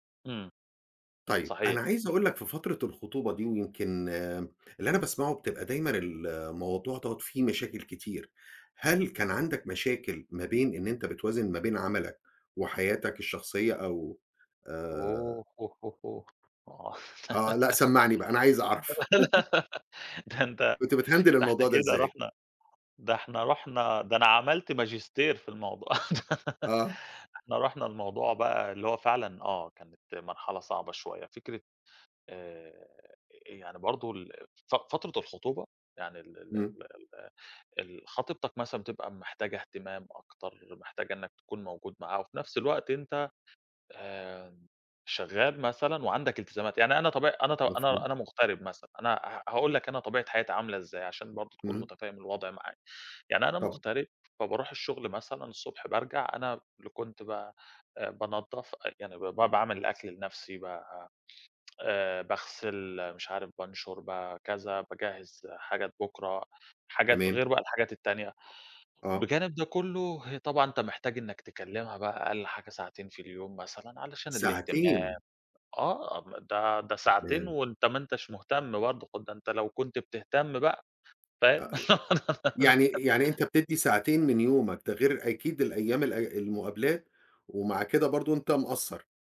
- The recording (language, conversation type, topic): Arabic, podcast, إزاي بتوازن بين الشغل وحياتك الشخصية؟
- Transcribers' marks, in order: laugh; giggle; laugh; in English: "بتهندل"; giggle; giggle